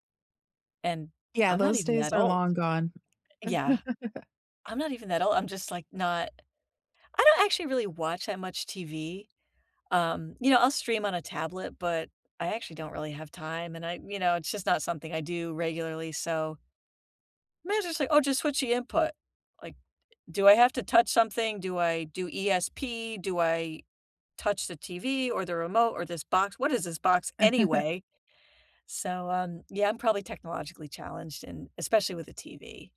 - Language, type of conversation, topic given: English, unstructured, What frustrates you about technology in your daily life?
- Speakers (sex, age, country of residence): female, 45-49, United States; female, 45-49, United States
- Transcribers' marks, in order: other background noise; laugh; laugh